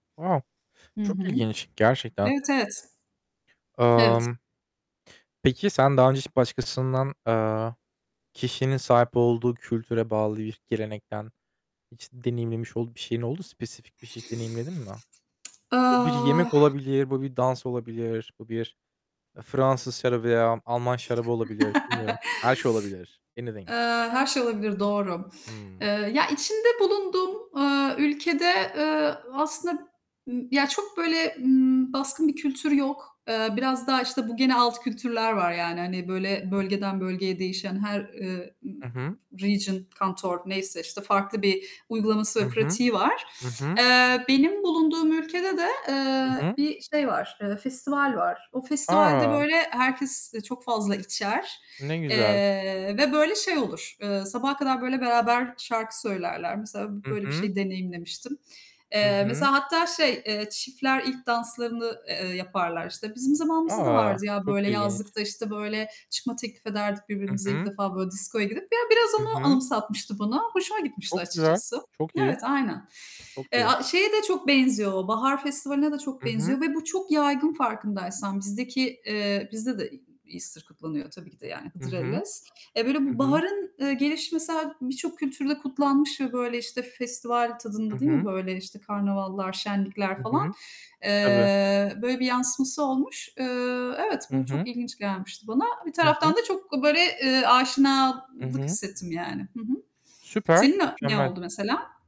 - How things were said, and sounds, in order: other background noise; laugh; in English: "Anything"; in English: "region"; mechanical hum
- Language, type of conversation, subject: Turkish, unstructured, Kültürler arasında seni en çok şaşırtan gelenek hangisiydi?